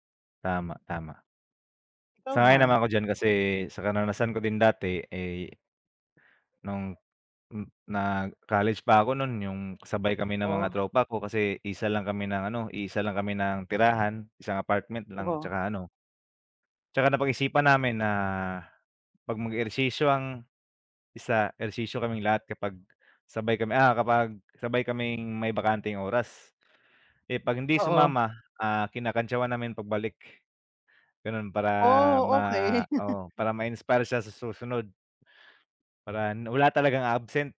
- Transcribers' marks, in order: tapping; laughing while speaking: "okey"
- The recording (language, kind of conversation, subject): Filipino, unstructured, Ano ang mga paborito mong paraan ng pag-eehersisyo na masaya at hindi nakaka-pressure?